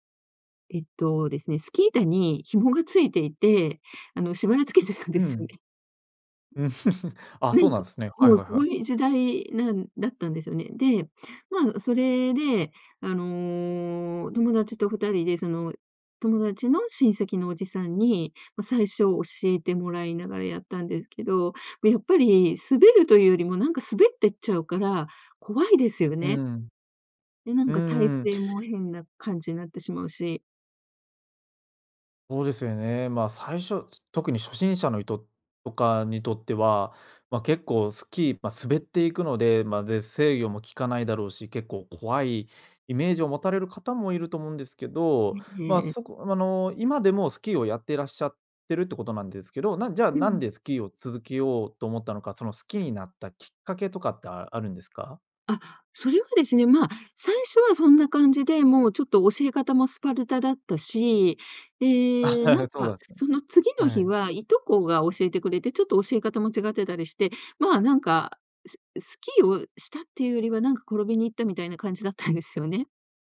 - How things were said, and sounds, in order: laughing while speaking: "縛り付けてるんですよね"; chuckle; unintelligible speech
- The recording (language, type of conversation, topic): Japanese, podcast, その趣味を始めたきっかけは何ですか？